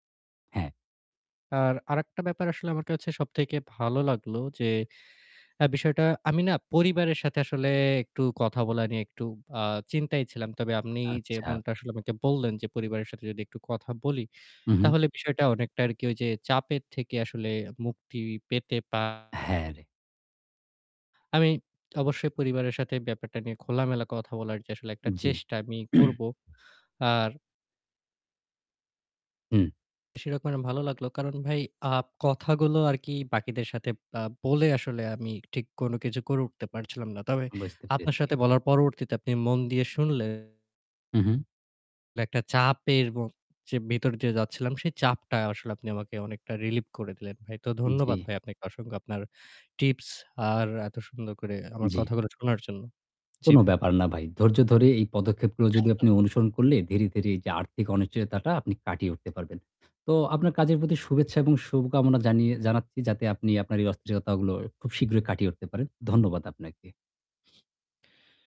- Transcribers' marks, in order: static; other background noise; throat clearing; sneeze
- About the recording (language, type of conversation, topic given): Bengali, advice, স্টার্টআপে আর্থিক অনিশ্চয়তা ও অস্থিরতার মধ্যে আমি কীভাবে এগিয়ে যেতে পারি?